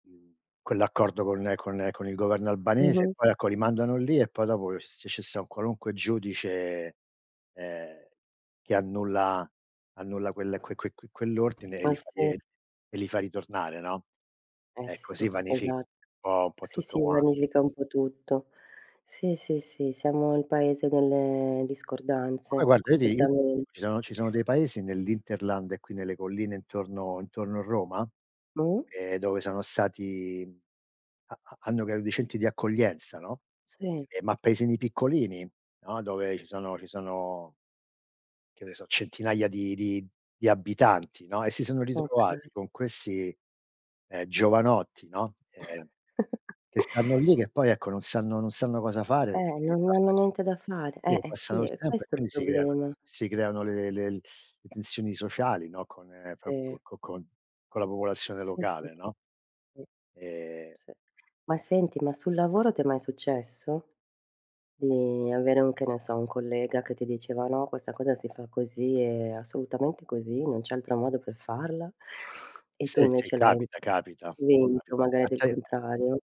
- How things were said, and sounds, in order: unintelligible speech; other background noise; chuckle; tapping; unintelligible speech; "proprio" said as "propio"; sniff
- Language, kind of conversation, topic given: Italian, unstructured, Come puoi convincere qualcuno senza imporre la tua opinione?